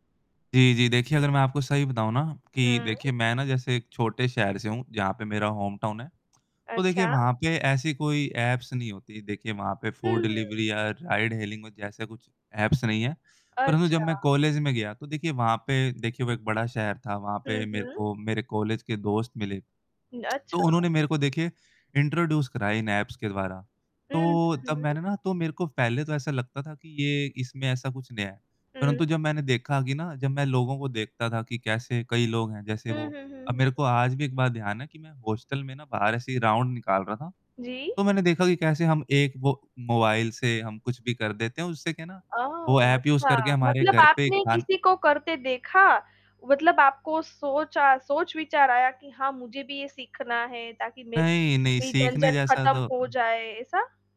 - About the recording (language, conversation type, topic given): Hindi, podcast, राइड बुकिंग और खाना पहुँचाने वाले ऐप्स ने हमारी रोज़मर्रा की ज़िंदगी को कैसे बदला है?
- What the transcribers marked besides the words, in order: in English: "होमटाउन"; in English: "ऐप्स"; static; in English: "फूड डिलिवरी"; in English: "राइड-हेलिंग"; in English: "ऐप्स"; tongue click; in English: "इंट्रोड्यूस"; in English: "ऐप्स"; distorted speech; in English: "राउंड"; in English: "यूज़"